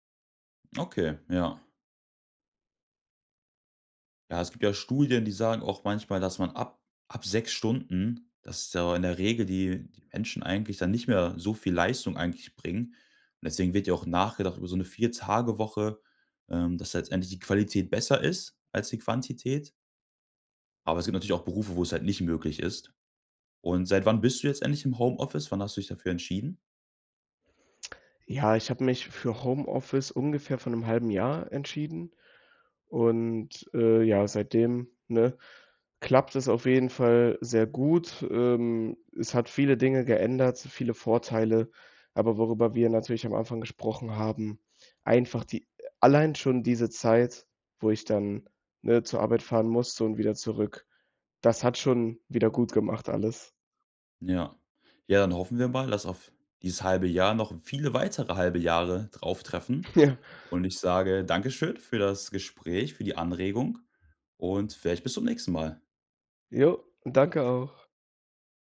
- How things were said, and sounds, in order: other background noise; laughing while speaking: "Ja"
- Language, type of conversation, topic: German, podcast, Wie hat das Arbeiten im Homeoffice deinen Tagesablauf verändert?